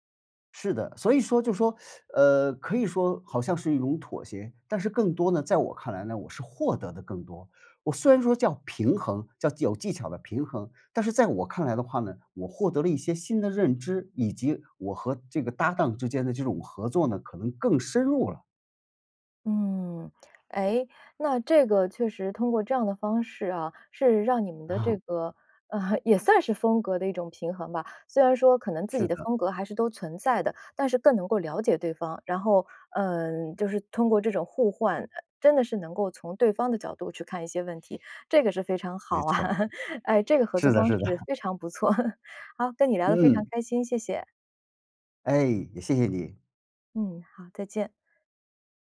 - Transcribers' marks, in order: teeth sucking; chuckle; laugh; other background noise; laughing while speaking: "的"; laugh
- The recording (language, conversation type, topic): Chinese, podcast, 合作时你如何平衡个人风格？